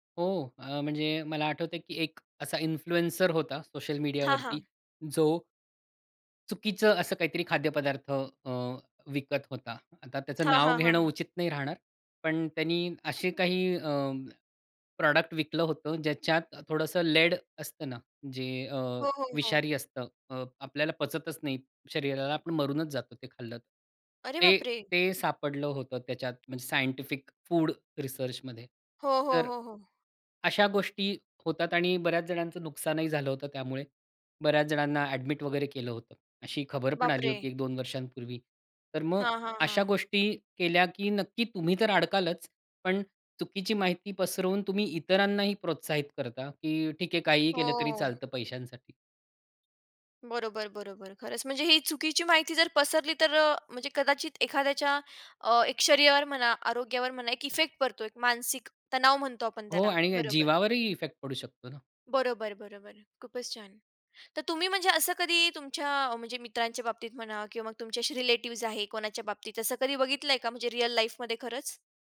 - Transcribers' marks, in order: in English: "इन्फ्लुएन्सर"; in English: "प्रॉडक्ट"; in English: "लेड"; tapping; in English: "सायंटिफिक फूड रिसर्चमध्ये"; in English: "रिलेटिव्हज"; in English: "रिअल लाईफमध्ये"
- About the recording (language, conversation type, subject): Marathi, podcast, तुम्हाला समाजमाध्यमांवर सत्यता किती महत्त्वाची वाटते?